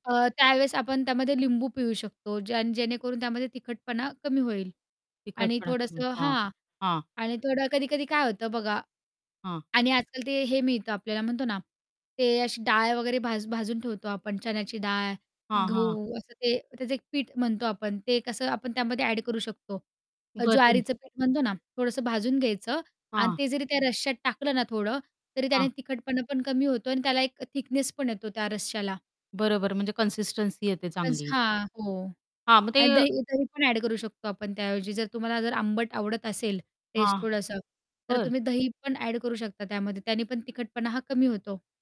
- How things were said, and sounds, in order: static; distorted speech; unintelligible speech; other background noise; unintelligible speech
- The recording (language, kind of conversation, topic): Marathi, podcast, उरलेलं/कालचं अन्न दुसऱ्या दिवशी अगदी ताजं आणि नव्या चवीचं कसं करता?